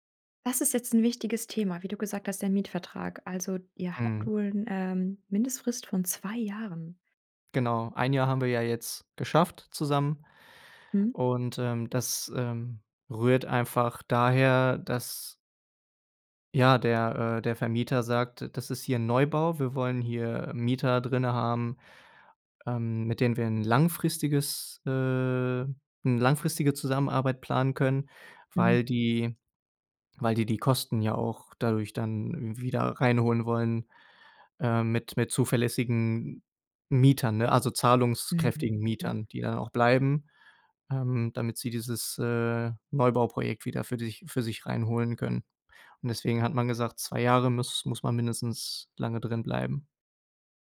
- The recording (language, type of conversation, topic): German, advice, Wie möchtest du die gemeinsame Wohnung nach der Trennung regeln und den Auszug organisieren?
- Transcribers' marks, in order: other background noise; "drinnen" said as "drinne"